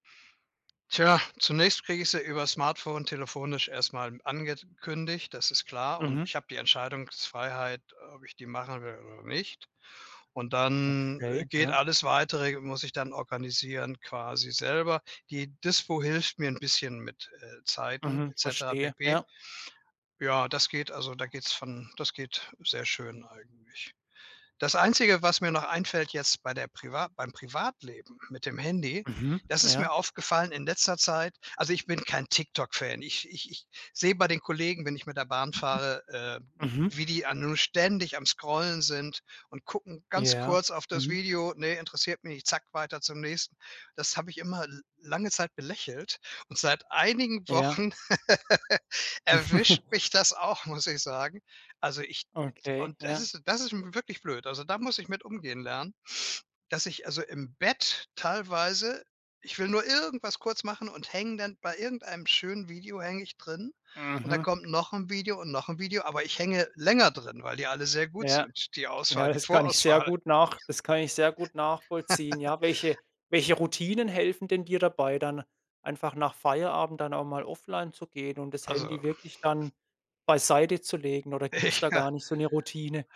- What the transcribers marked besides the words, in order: other background noise; "angekündigt" said as "angedkündigt"; chuckle; stressed: "irgendwas"; laughing while speaking: "Ja"; chuckle; snort
- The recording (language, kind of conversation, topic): German, podcast, Wie trennst du auf dem Smartphone Arbeit und Privatleben?